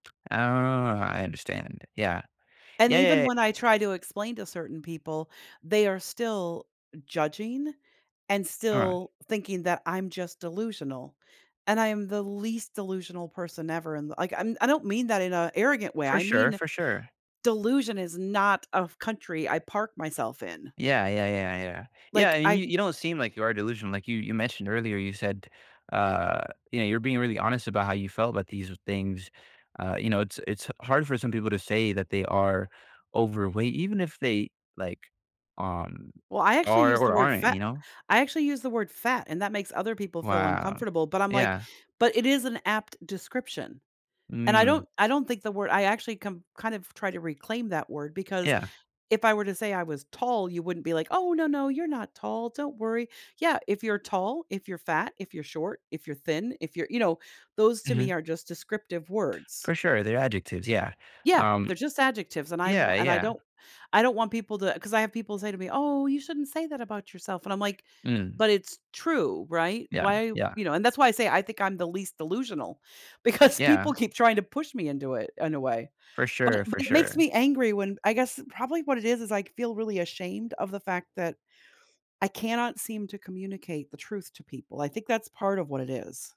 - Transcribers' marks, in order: drawn out: "Oh"; put-on voice: "Oh, you shouldn't say that about yourself"; laughing while speaking: "because"
- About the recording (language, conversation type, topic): English, advice, How can I stop feeling like I'm not enough?